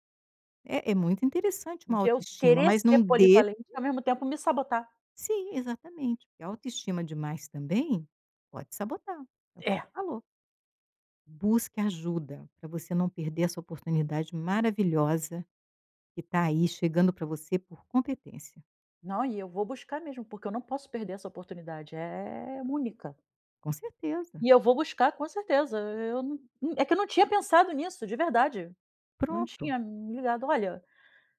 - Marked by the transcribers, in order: chuckle; other background noise; tapping
- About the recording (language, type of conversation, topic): Portuguese, advice, Como você tem lidado com a sensação de impostor ao liderar uma equipe pela primeira vez?